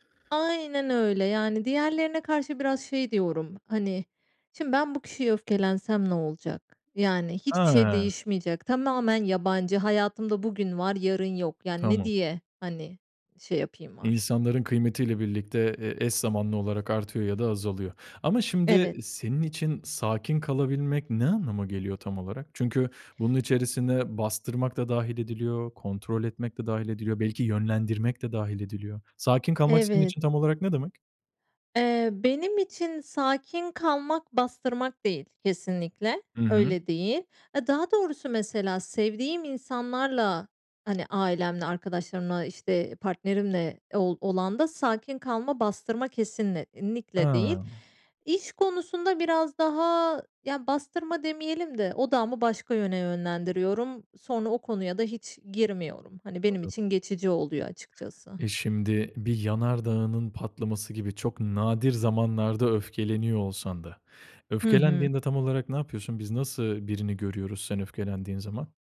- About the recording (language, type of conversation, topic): Turkish, podcast, Çatışma sırasında sakin kalmak için hangi taktikleri kullanıyorsun?
- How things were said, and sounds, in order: other background noise; unintelligible speech; "kesinlikle" said as "kesinnenikle"; tapping; unintelligible speech